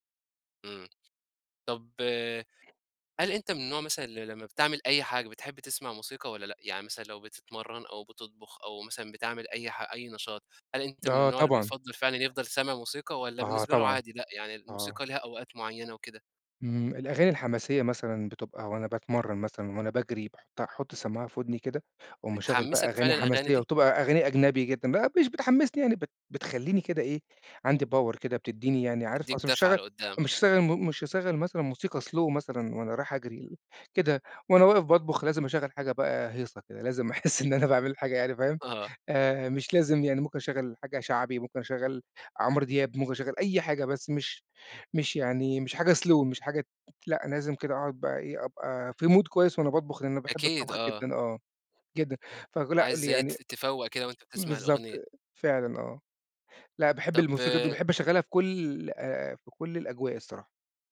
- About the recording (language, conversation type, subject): Arabic, podcast, إيه هي الأغنية اللي بتحب تشاركها مع العيلة في التجمعات؟
- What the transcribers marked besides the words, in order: other background noise; in English: "power"; in English: "slow"; laughing while speaking: "أحس إن أنا"; in English: "slow"; in English: "Mood"